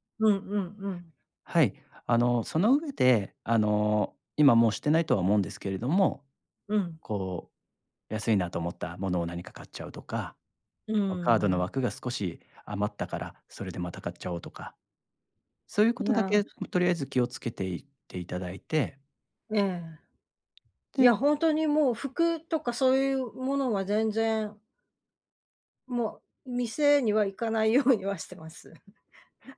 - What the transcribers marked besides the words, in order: laughing while speaking: "ようには"; chuckle
- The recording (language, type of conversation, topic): Japanese, advice, 借金の返済と貯金のバランスをどう取ればよいですか？
- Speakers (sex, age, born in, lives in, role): female, 55-59, Japan, United States, user; male, 35-39, Japan, Japan, advisor